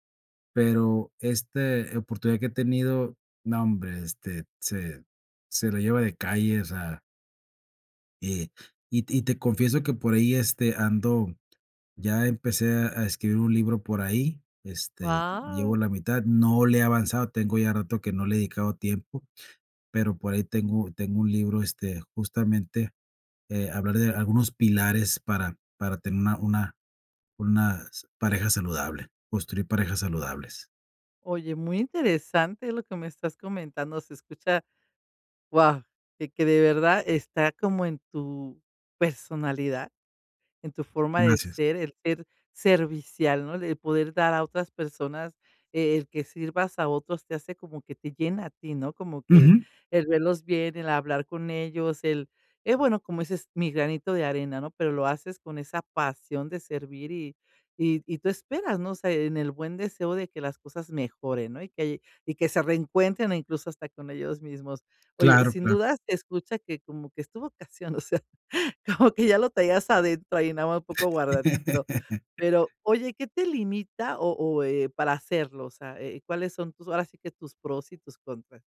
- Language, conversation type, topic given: Spanish, advice, ¿Cómo puedo decidir si volver a estudiar o iniciar una segunda carrera como adulto?
- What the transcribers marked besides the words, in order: laughing while speaking: "o sea, como"; laugh